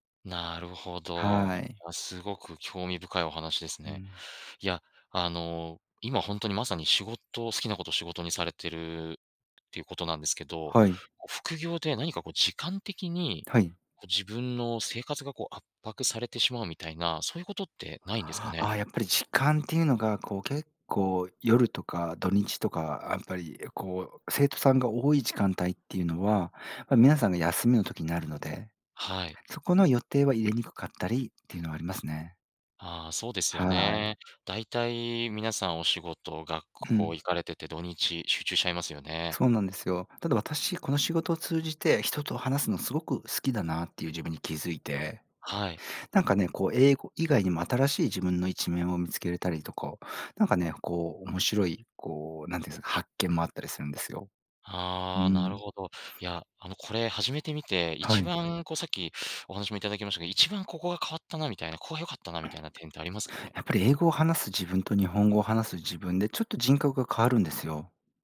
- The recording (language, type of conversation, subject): Japanese, podcast, 好きなことを仕事にするコツはありますか？
- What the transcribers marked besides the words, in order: "やっぱり" said as "あっぱり"